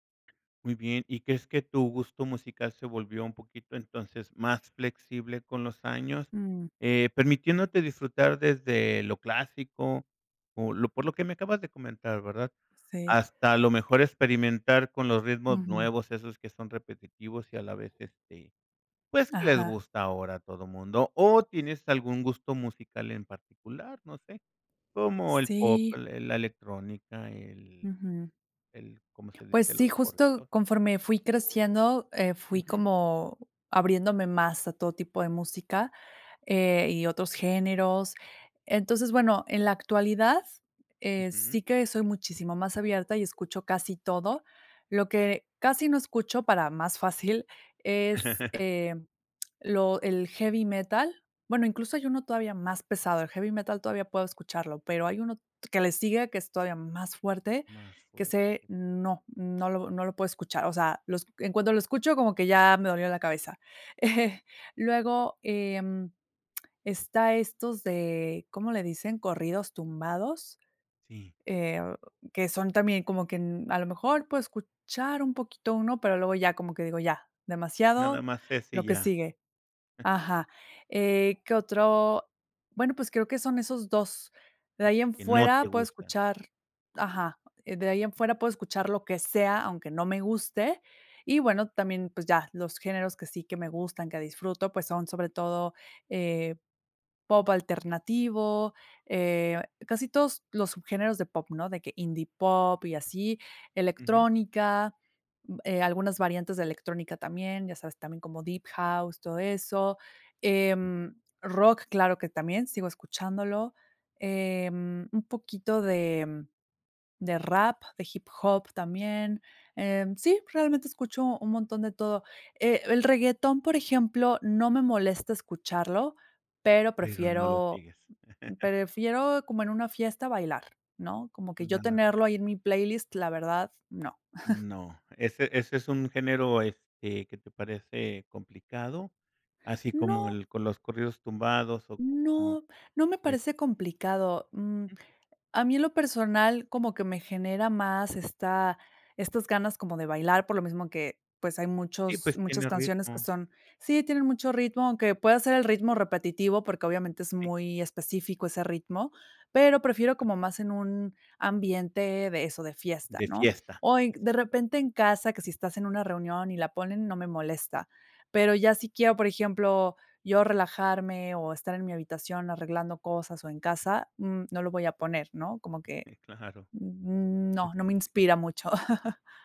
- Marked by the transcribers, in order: tapping; laugh; chuckle; other noise; other background noise; giggle; unintelligible speech; giggle; unintelligible speech; chuckle
- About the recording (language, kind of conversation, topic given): Spanish, podcast, ¿Cómo ha cambiado tu gusto musical con los años?